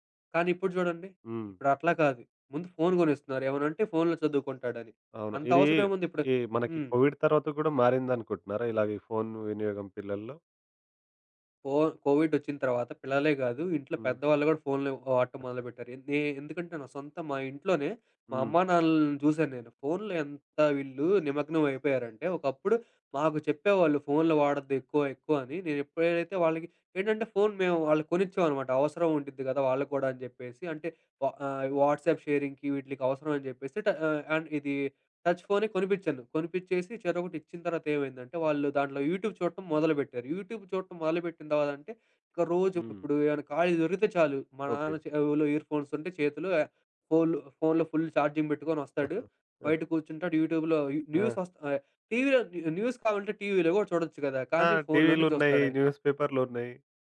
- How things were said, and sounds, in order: in English: "కోవిడ్"; in English: "కోవిడ్"; other background noise; in English: "వాట్సాప్ షేరింగ్‌కి"; in English: "టచ్"; in English: "యూట్యూబ్"; in English: "యూట్యూబ్"; in English: "ఫుల్ చార్జింగ్"; in English: "యూట్యూబ్‌లో"; in English: "న్యూస్"; in English: "న్యూస్"
- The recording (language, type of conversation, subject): Telugu, podcast, బిడ్డల డిజిటల్ స్క్రీన్ టైమ్‌పై మీ అభిప్రాయం ఏమిటి?